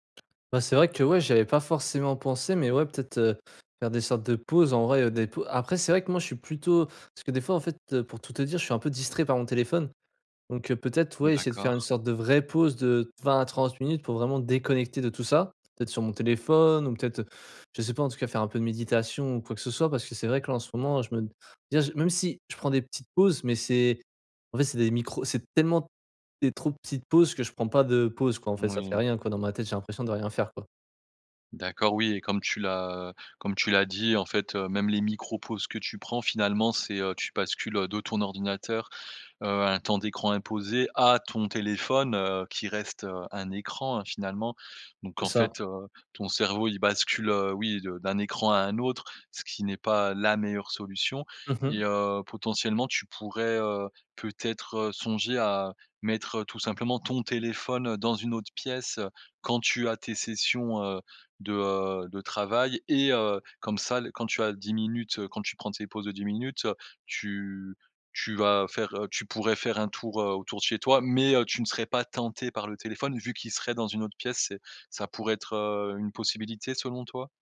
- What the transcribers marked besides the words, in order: other background noise; tapping; stressed: "vraie"; stressed: "à"; stressed: "la"; stressed: "ton"
- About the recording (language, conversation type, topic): French, advice, Comment prévenir la fatigue mentale et le burn-out après de longues sessions de concentration ?